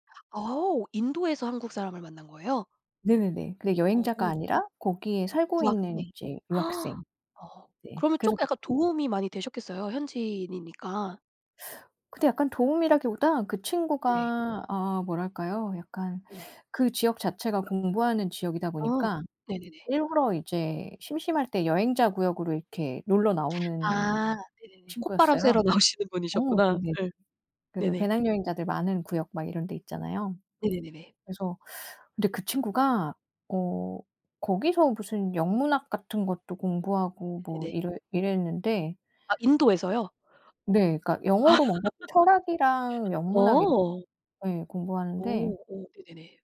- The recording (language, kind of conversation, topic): Korean, unstructured, 여행 중에 겪었던 재미있는 에피소드가 있나요?
- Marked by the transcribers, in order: other background noise; other noise; gasp; laughing while speaking: "나오시는"; laugh